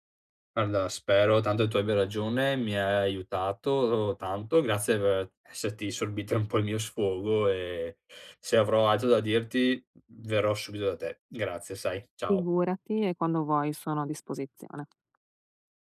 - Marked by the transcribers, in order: tapping
- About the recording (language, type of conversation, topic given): Italian, advice, Come posso rispettare le tradizioni di famiglia mantenendo la mia indipendenza personale?